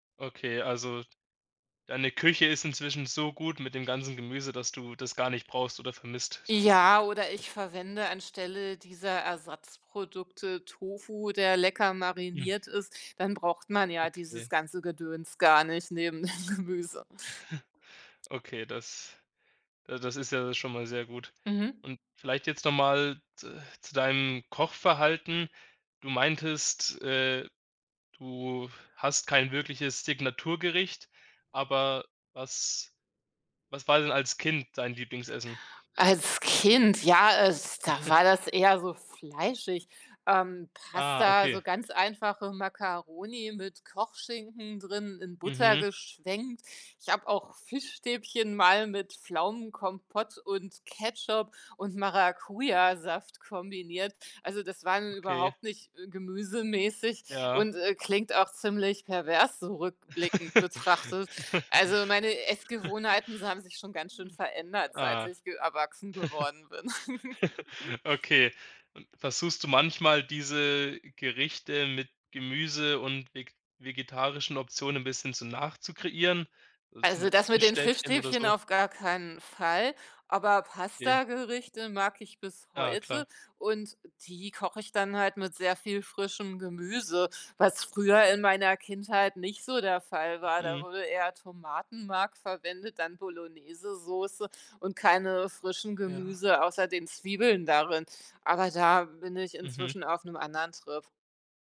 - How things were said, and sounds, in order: other background noise; laughing while speaking: "dem"; snort; chuckle; laugh; other noise; chuckle; chuckle
- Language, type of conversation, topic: German, podcast, Wie baust du im Alltag ganz einfach mehr Gemüse in deine Gerichte ein?